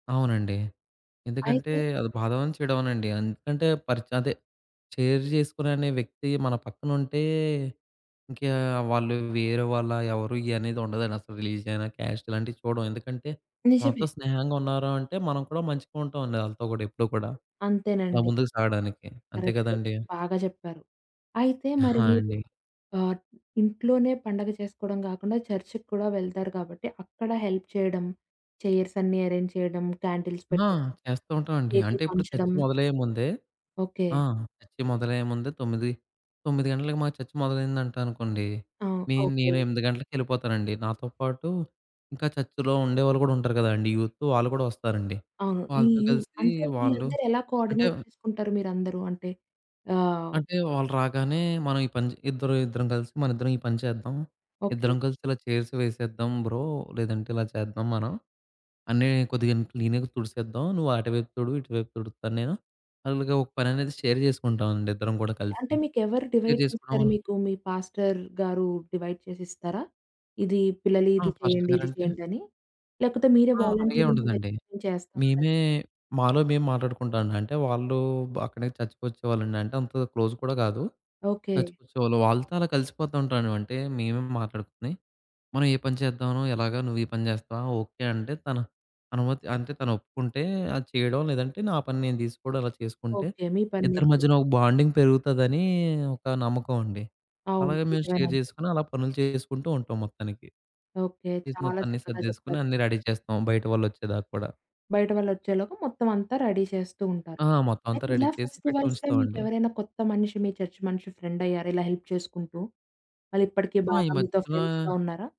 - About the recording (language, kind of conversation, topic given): Telugu, podcast, పండుగల్లో కొత్తవాళ్లతో సహజంగా పరిచయం ఎలా పెంచుకుంటారు?
- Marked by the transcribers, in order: in English: "షేర్"; in English: "రిలీజియన్"; in English: "క్యాస్ట్"; in English: "హెల్ప్"; in English: "చైర్స్"; in English: "ఎరేంజ్"; in English: "క్యాండిల్స్"; in English: "యూత్"; in English: "కోఆర్డినేట్"; in English: "చైర్స్"; in English: "బ్రో"; in English: "క్లీనింగ్"; in English: "షేర్"; other background noise; in English: "షేర్"; in English: "డివైడ్"; in English: "డివైడ్"; in English: "వాలంటీర్‌గా"; tapping; in English: "క్లోజ్"; in English: "బాండింగ్"; in English: "షేర్"; in English: "రెడీ"; in English: "రెడీ"; in English: "ఫెస్టివల్స్‌లో"; in English: "రెడీ"; in English: "ఫ్రెండ్"; in English: "హెల్ప్"; in English: "ఫ్రెండ్స్‌గా"